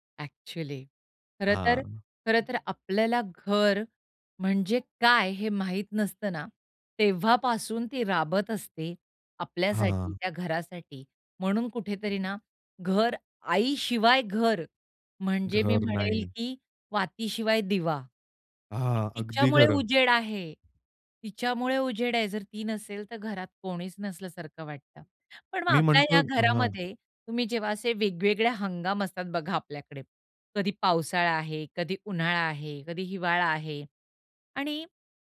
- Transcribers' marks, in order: other background noise; tapping
- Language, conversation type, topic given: Marathi, podcast, घराबाहेरून येताना तुम्हाला घरातला उबदारपणा कसा जाणवतो?